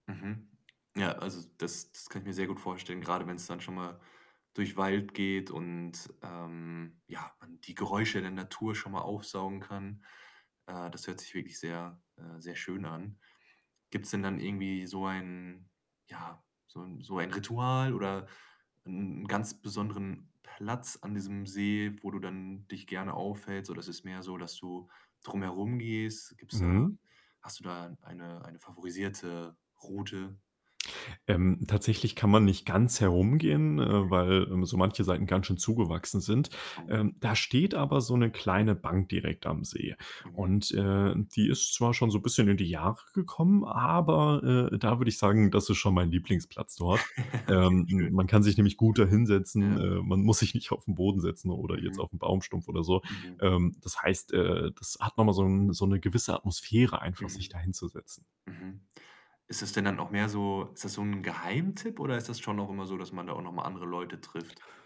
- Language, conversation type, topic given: German, podcast, Warum beruhigt dich dein liebster Ort in der Natur?
- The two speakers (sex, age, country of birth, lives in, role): male, 20-24, Germany, Germany, guest; male, 25-29, Germany, Germany, host
- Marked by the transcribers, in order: static; other background noise; chuckle; laughing while speaking: "sich nicht"